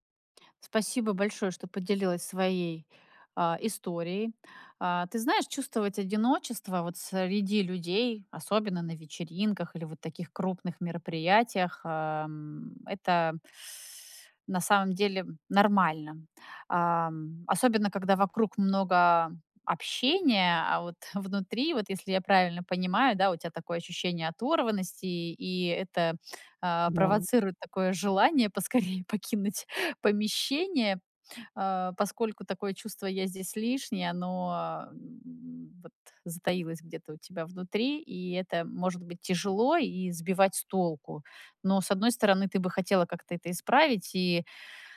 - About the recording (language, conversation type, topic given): Russian, advice, Как справиться с чувством одиночества и изоляции на мероприятиях?
- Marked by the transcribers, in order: none